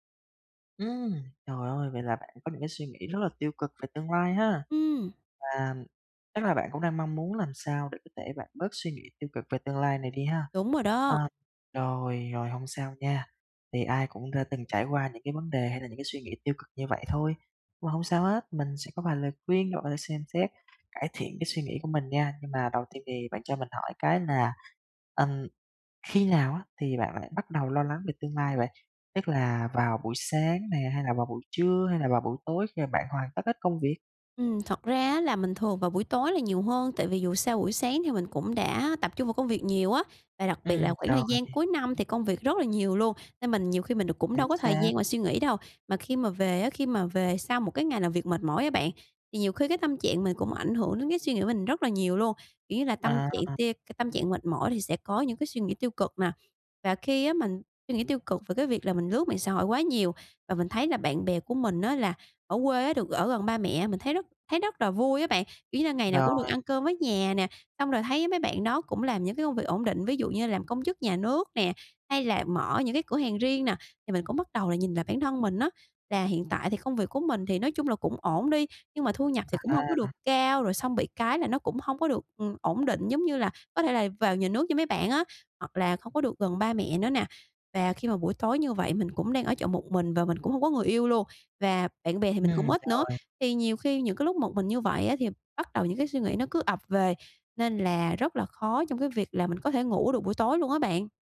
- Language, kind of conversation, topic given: Vietnamese, advice, Làm sao để tôi bớt suy nghĩ tiêu cực về tương lai?
- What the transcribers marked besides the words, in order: tapping